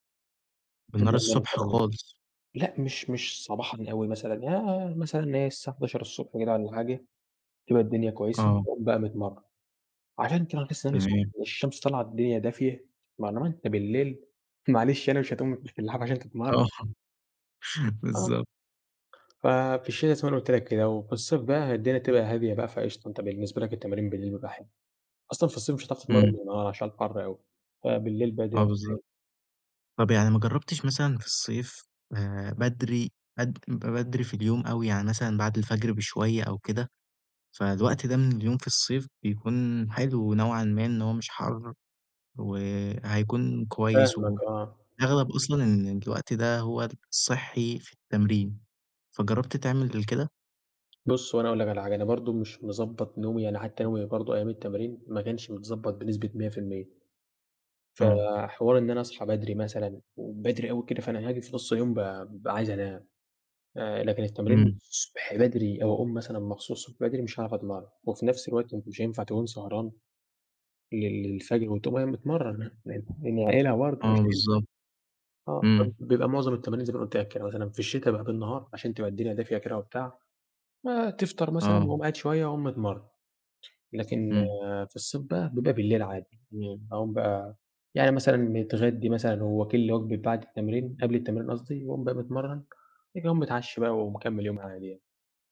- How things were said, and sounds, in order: unintelligible speech; chuckle; tapping; unintelligible speech; unintelligible speech
- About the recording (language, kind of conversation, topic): Arabic, podcast, إزاي تحافظ على نشاطك البدني من غير ما تروح الجيم؟